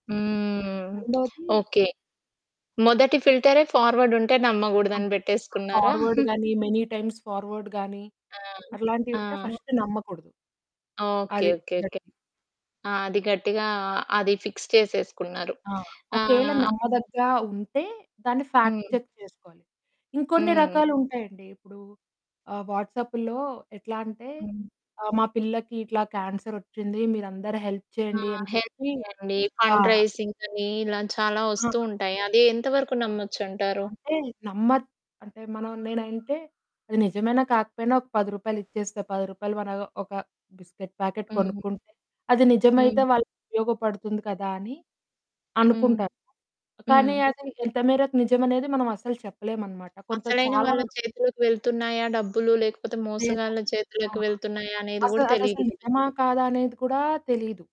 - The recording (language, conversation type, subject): Telugu, podcast, వాట్సాప్ గ్రూపుల్లో వచ్చే సమాచారాన్ని మీరు ఎలా వడపోసి నిజానిజాలు తెలుసుకుంటారు?
- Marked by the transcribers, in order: drawn out: "హ్మ్"; other background noise; in English: "ఫార్వర్డ్"; in English: "ఫార్వర్డ్"; chuckle; in English: "మెనీ టైమ్స్ ఫార్వర్డ్"; in English: "ఫిక్స్"; in English: "ఫాక్ట్ చెక్"; in English: "హెల్ప్"; static; in English: "హెల్త్"; in English: "ఫండ్"; in English: "బిస్కెట్ ప్యాకెట్"